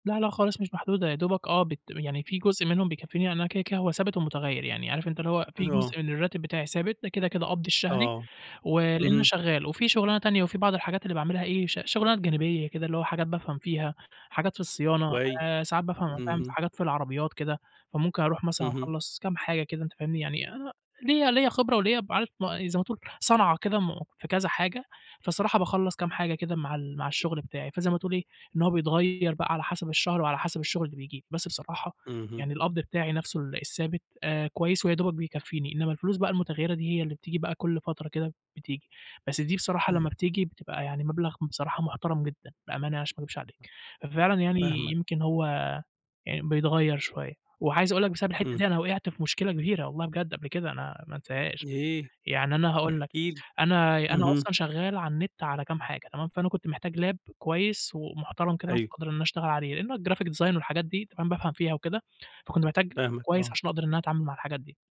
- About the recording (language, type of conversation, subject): Arabic, advice, إزاي أبدأ أدخر للطوارئ وأنا قلقان من مصاريف ممكن تطلع فجأة؟
- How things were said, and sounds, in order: other background noise; tapping; in English: "Lap"; in English: "الGraphic design"